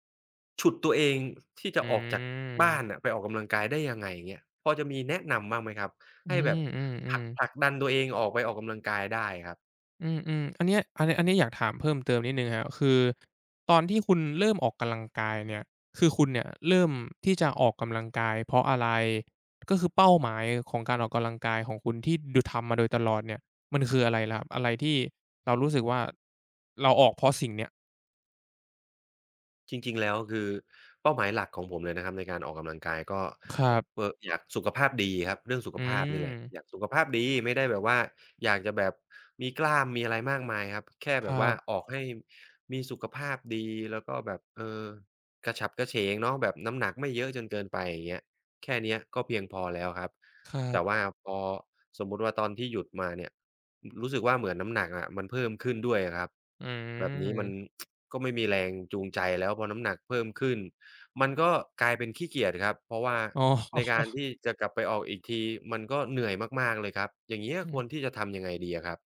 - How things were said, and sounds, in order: other background noise; drawn out: "อืม"; tapping; "กำลังกาย" said as "กะลังกาย"; tsk; laughing while speaking: "อ๋อ"
- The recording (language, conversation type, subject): Thai, advice, ทำอย่างไรดีเมื่อฉันไม่มีแรงจูงใจที่จะออกกำลังกายอย่างต่อเนื่อง?